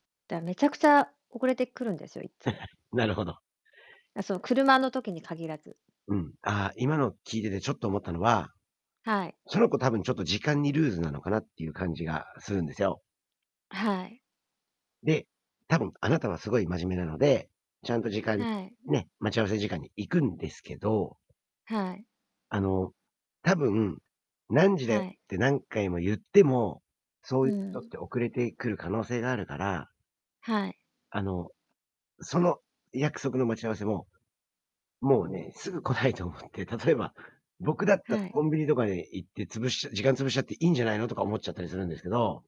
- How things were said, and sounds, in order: distorted speech; laugh; tapping; other background noise; laughing while speaking: "来ないと思って"
- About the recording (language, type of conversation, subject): Japanese, advice, 約束を何度も破る友人にはどう対処すればいいですか？